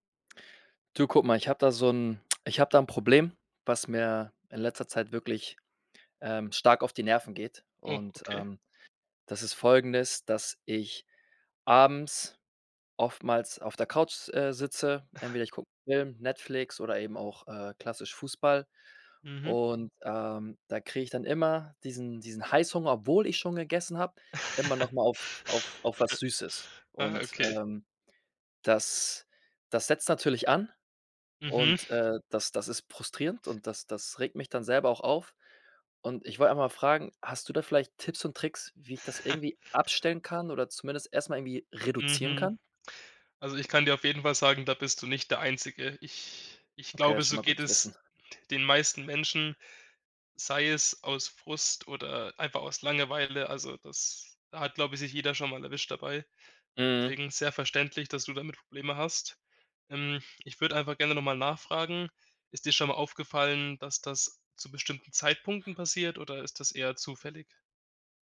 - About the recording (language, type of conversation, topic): German, advice, Wie kann ich verhindern, dass ich abends ständig zu viel nasche und die Kontrolle verliere?
- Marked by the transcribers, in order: tsk; chuckle; laugh; other background noise; chuckle